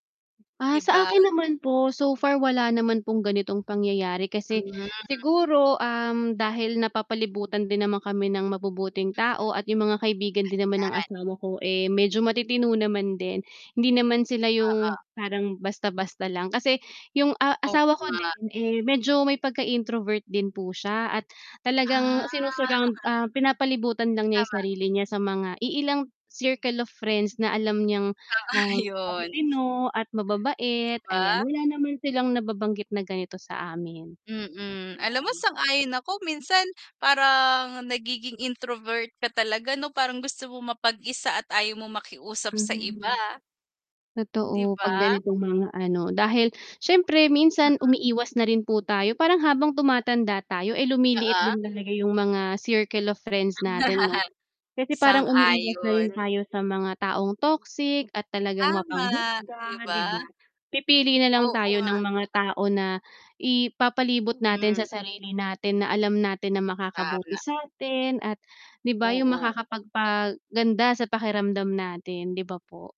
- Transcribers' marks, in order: mechanical hum; tapping; distorted speech; static; drawn out: "Ah"; chuckle; in English: "introvert"; laugh; other background noise
- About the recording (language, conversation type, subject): Filipino, unstructured, Paano mo hinaharap ang mga opinyon ng ibang tao tungkol sa iyo?